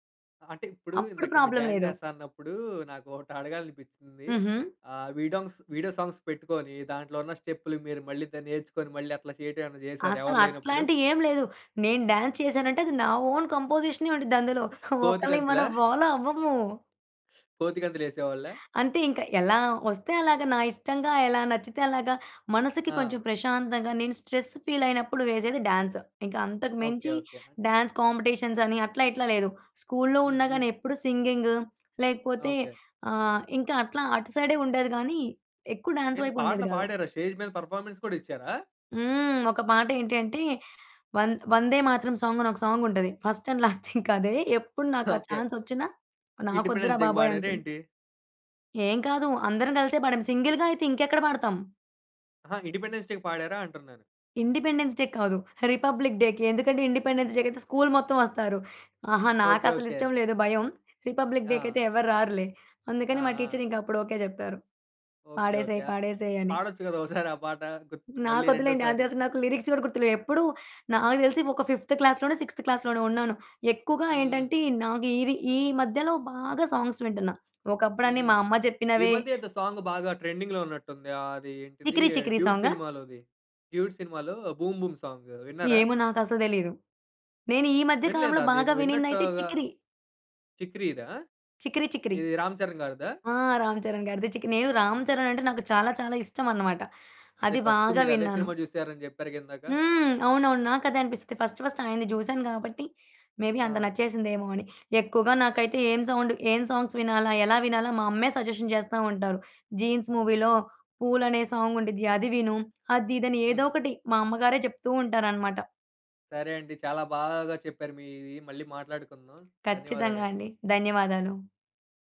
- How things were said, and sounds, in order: in English: "ప్రాబ్లమ్"; other background noise; in English: "వీడియో సాంగ్స్"; in English: "ఓన్"; chuckle; in English: "ఫాలో"; tapping; in English: "స్ట్రెస్"; in English: "డ్యాన్స్ కాంపిటీషన్స్"; in English: "స్టేజ్"; in English: "పర్‌ఫార్మెన్స్"; in English: "సాంగ్"; in English: "సాంగ్"; chuckle; in English: "ఫస్ట్ అండ్ లాస్ట్"; chuckle; in English: "ఛాన్స్"; in English: "ఇండిపెండెన్స్ డేకి"; in English: "సింగిల్‌గా"; in English: "ఇండిపెండెన్స్ డేకి"; in English: "ఇండిపెండెన్స్ డే"; in English: "రిపబ్లిక్ డేకి"; chuckle; in English: "ఇండిపెండెన్స్ డేకి"; in English: "రిపబ్లిక్ డేకి"; chuckle; in English: "లిరిక్స్"; in English: "ఫిఫ్త్ క్లాస్‌లోనో, సిక్స్‌త్ క్లాస్‌లోనో"; in English: "సాంగ్స్"; in English: "సాంగ్"; in English: "ట్రెండింగ్‌లో"; in English: "ఫస్ట్"; in English: "ఫస్ట్ ఫస్ట్"; in English: "మే బీ"; in English: "సౌండ్"; in English: "సాంగ్స్"; in English: "సజెషన్"; in English: "మూవీలో"; in English: "సాంగ్"
- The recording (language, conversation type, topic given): Telugu, podcast, మీ జీవితానికి నేపథ్య సంగీతంలా మీకు మొదటగా గుర్తుండిపోయిన పాట ఏది?